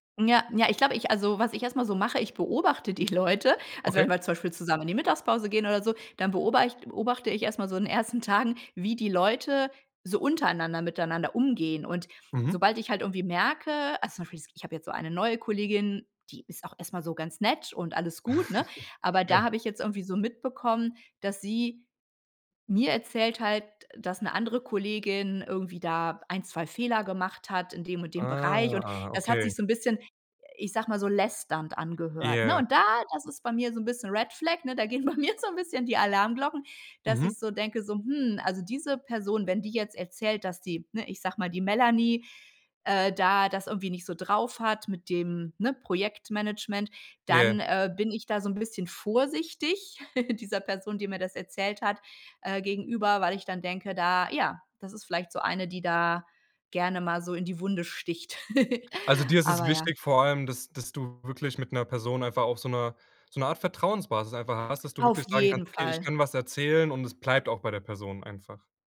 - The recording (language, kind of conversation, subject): German, podcast, Wie schaffst du die Balance zwischen Arbeit und Privatleben?
- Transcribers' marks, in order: chuckle; drawn out: "Ah"; stressed: "da"; laughing while speaking: "bei mir"; chuckle; chuckle